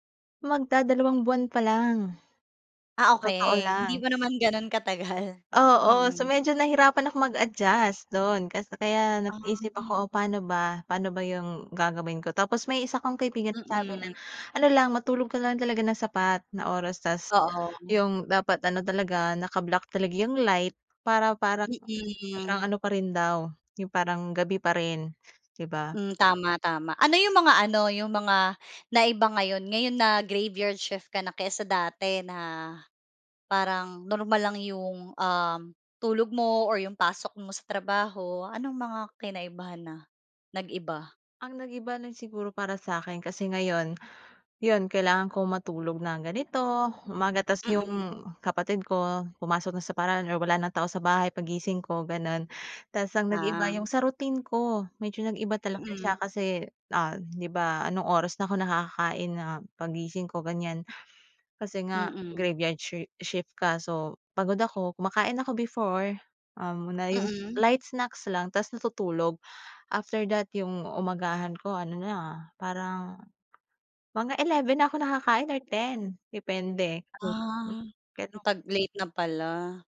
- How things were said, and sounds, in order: fan; in English: "graveyard shift"; swallow
- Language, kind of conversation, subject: Filipino, podcast, May ginagawa ka ba para alagaan ang sarili mo?